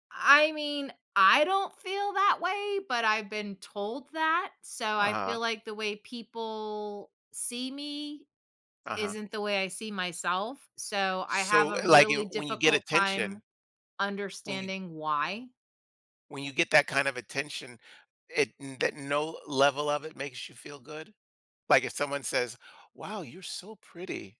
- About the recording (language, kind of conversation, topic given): English, unstructured, How does where you live affect your sense of identity and happiness?
- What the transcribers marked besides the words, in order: none